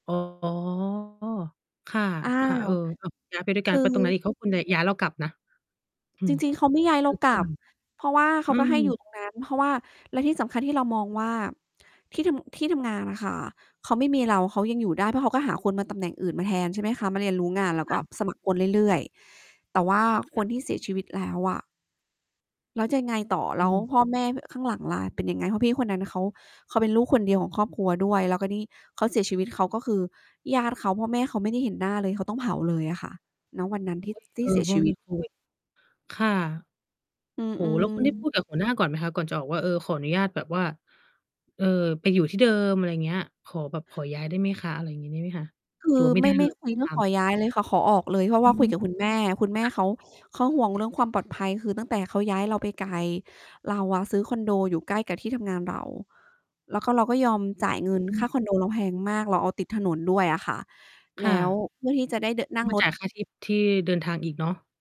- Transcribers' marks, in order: distorted speech; other background noise; unintelligible speech; mechanical hum; other noise; background speech
- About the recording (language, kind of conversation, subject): Thai, unstructured, คุณเคยเจอปัญหาใหญ่ในที่ทำงานไหม และคุณแก้ไขอย่างไร?